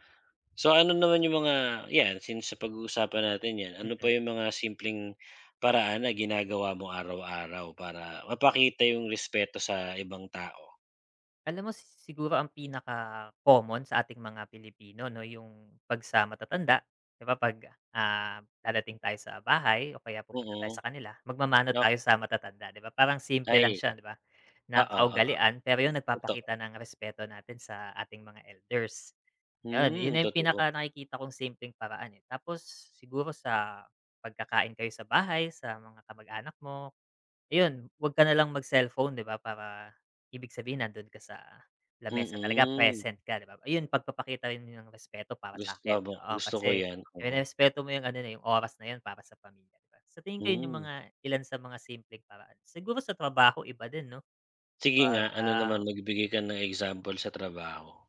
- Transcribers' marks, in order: tapping
- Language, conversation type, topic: Filipino, unstructured, Paano mo ipinapakita ang respeto sa ibang tao?